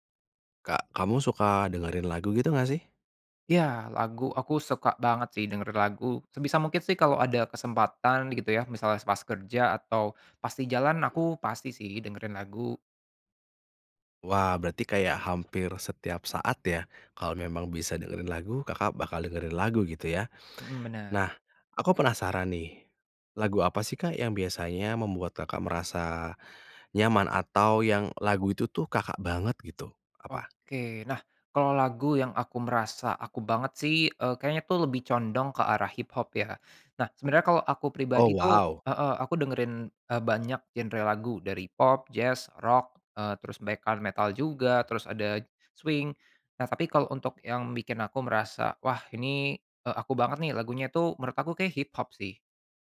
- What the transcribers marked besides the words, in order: tapping; unintelligible speech; other background noise
- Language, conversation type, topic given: Indonesian, podcast, Lagu apa yang membuat kamu merasa seperti pulang atau merasa nyaman?